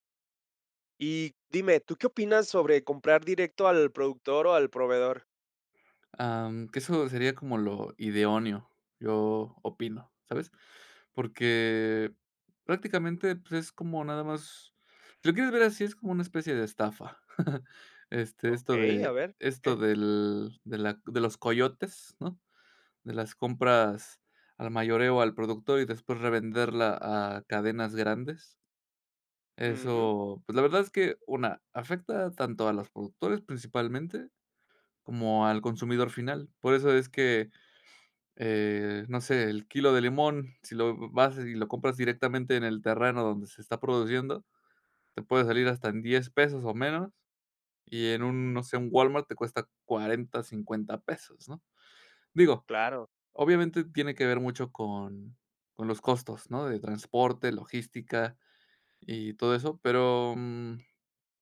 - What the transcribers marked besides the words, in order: "idóneo" said as "ideóneo"; chuckle; "Walmart" said as "gualma"
- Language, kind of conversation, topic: Spanish, podcast, ¿Qué opinas sobre comprar directo al productor?